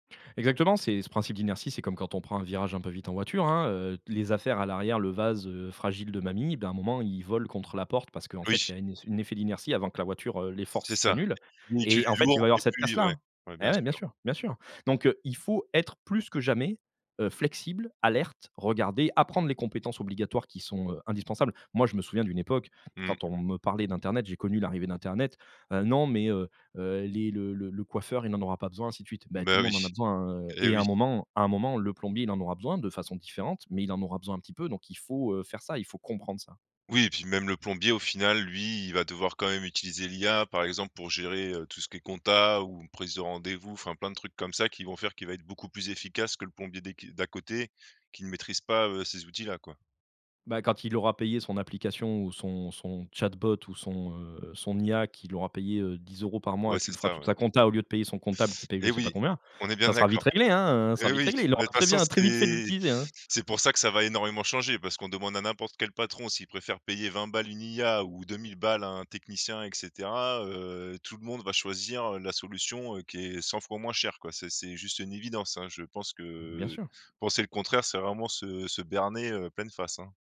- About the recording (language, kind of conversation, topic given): French, podcast, Comment fais-tu pour équilibrer ton travail actuel et ta carrière future ?
- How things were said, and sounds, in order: tapping; stressed: "faut"; stressed: "comprendre"; "comptabilité" said as "compta"; in English: "chatbot"; "comptabilité" said as "compta"